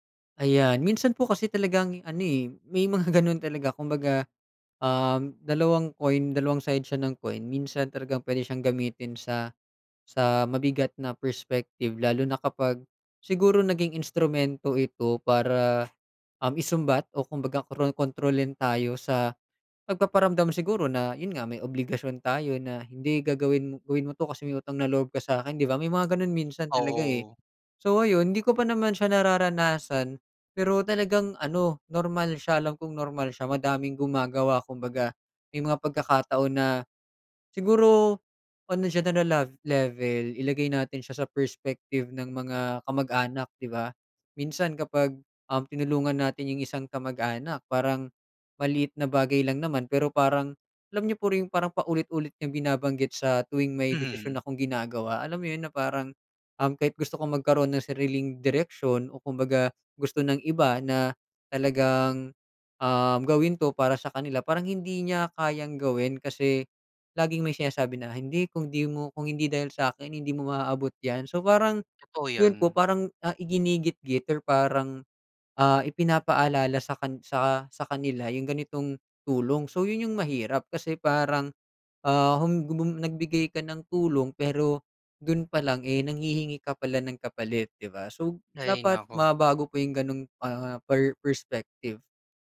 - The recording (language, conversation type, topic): Filipino, podcast, Ano ang ibig sabihin sa inyo ng utang na loob?
- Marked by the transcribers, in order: laughing while speaking: "ganon talaga"; other background noise; tapping; "yon" said as "porin"